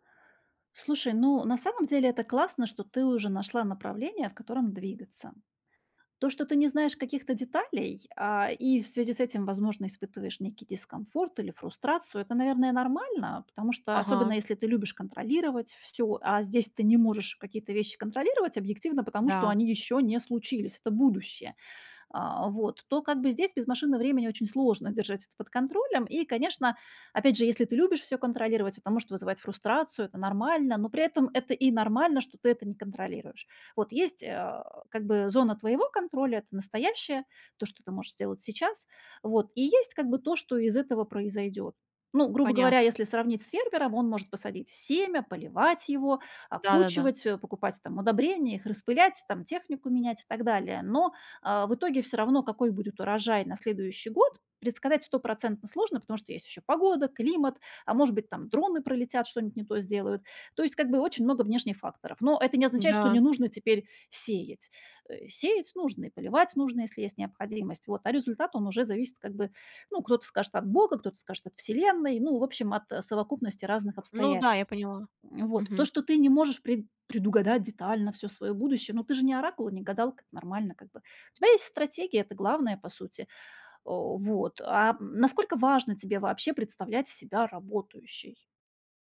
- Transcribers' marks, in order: tapping
- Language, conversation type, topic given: Russian, advice, Как мне найти дело или движение, которое соответствует моим ценностям?